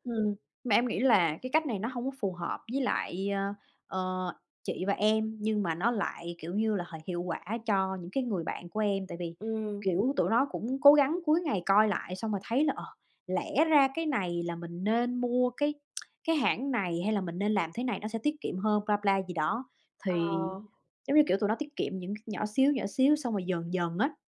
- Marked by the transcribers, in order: tapping; tsk; in English: "blah, blah"
- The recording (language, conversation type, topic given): Vietnamese, unstructured, Bạn làm gì để cân bằng giữa tiết kiệm và chi tiêu cho sở thích cá nhân?